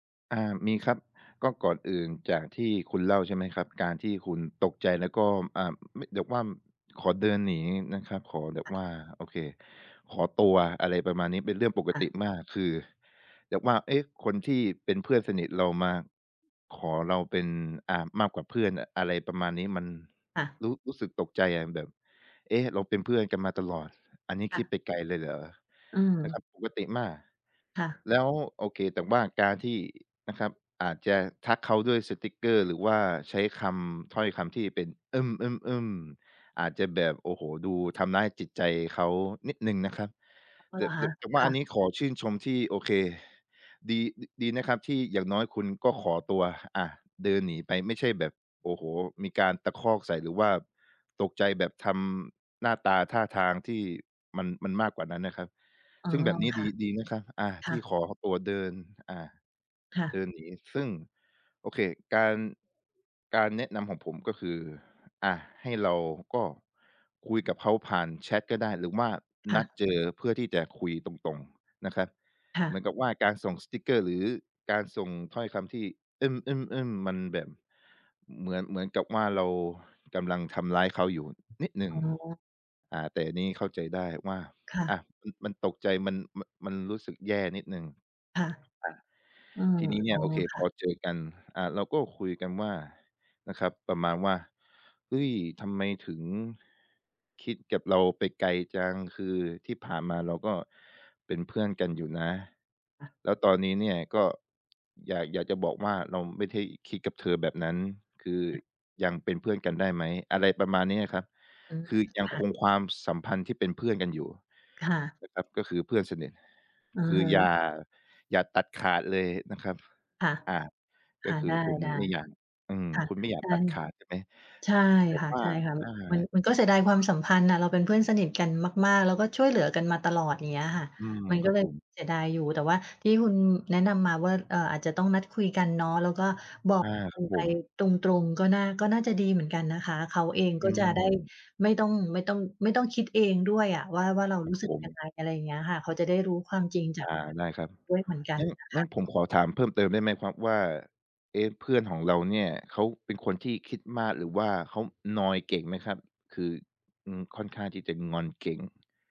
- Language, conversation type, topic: Thai, advice, จะบอกเลิกความสัมพันธ์หรือมิตรภาพอย่างไรให้สุภาพและให้เกียรติอีกฝ่าย?
- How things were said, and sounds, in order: other background noise